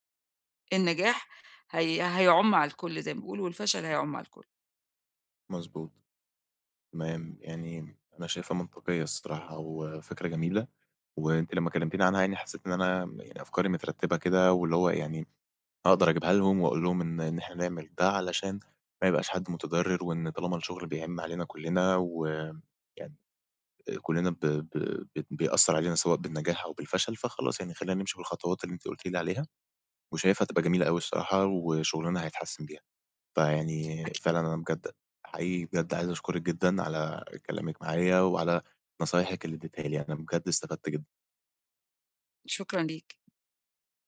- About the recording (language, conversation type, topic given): Arabic, advice, إزاي أقدر أستعيد ثقتي في نفسي بعد ما فشلت في شغل أو مشروع؟
- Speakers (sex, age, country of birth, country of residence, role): female, 55-59, Egypt, Egypt, advisor; male, 20-24, Egypt, Egypt, user
- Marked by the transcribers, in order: none